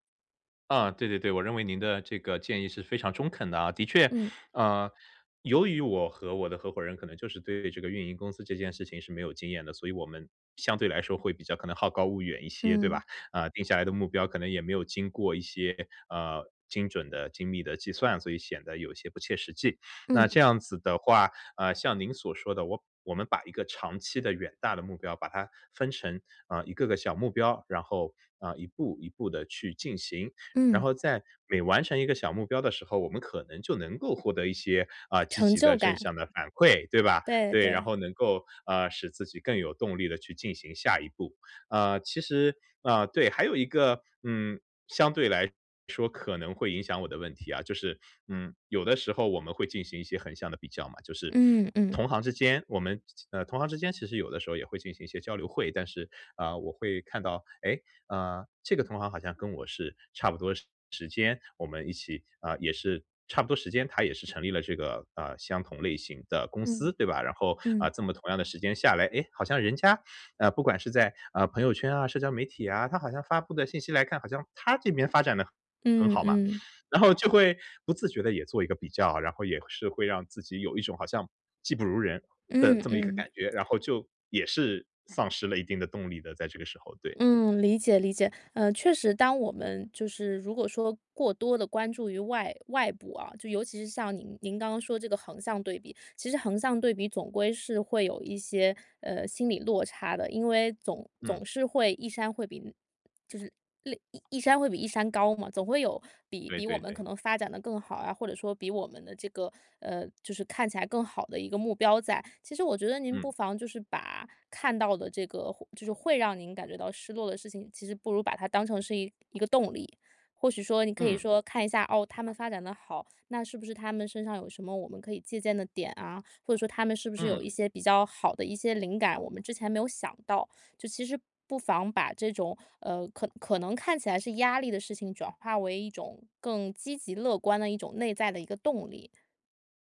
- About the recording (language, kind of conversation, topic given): Chinese, advice, 在遇到挫折时，我怎样才能保持动力？
- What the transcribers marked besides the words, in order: inhale; inhale; other background noise; inhale; inhale